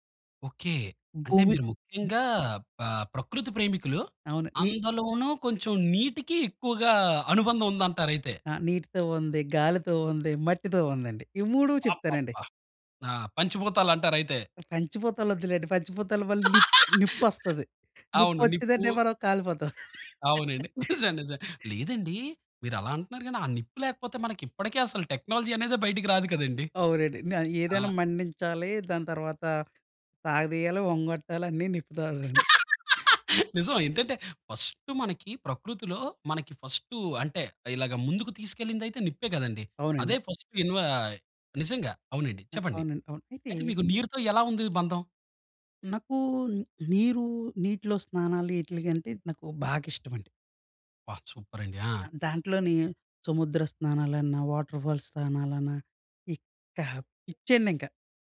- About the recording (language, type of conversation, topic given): Telugu, podcast, ప్రకృతిలో మీరు అనుభవించిన అద్భుతమైన క్షణం ఏమిటి?
- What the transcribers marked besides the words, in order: other background noise; laugh; laughing while speaking: "నిజం. నిజం"; laugh; in English: "టెక్నాలజీ"; laugh; in English: "సూపర్"; in English: "వాటర్‌ఫాల్స్"; stressed: "ఇక"